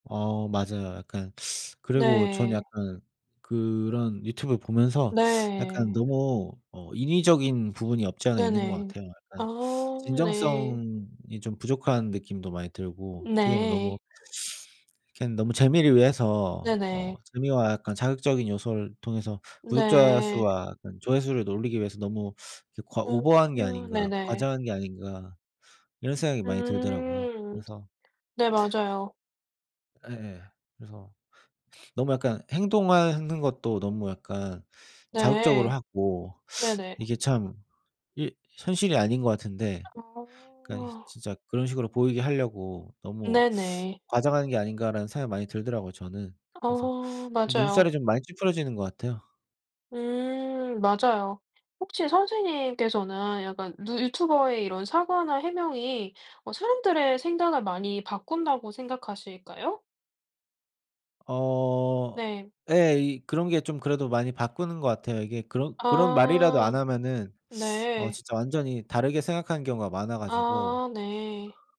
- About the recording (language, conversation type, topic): Korean, unstructured, 인기 있는 유튜버가 부적절한 행동을 했을 때 어떻게 생각하시나요?
- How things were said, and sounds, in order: other background noise; tapping; sniff